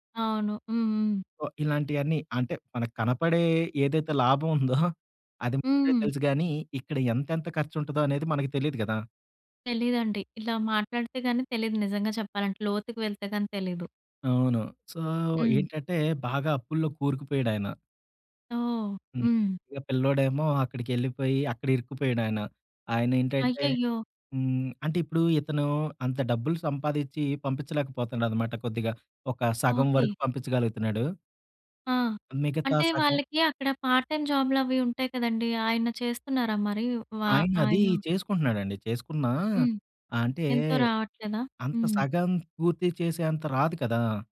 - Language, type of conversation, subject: Telugu, podcast, ఒక స్థానిక మార్కెట్‌లో మీరు కలిసిన విక్రేతతో జరిగిన సంభాషణ మీకు ఎలా గుర్తుంది?
- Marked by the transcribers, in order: in English: "సో"; giggle; in English: "సో"; in English: "పార్ట్ టైమ్ జాబ్‌లవి"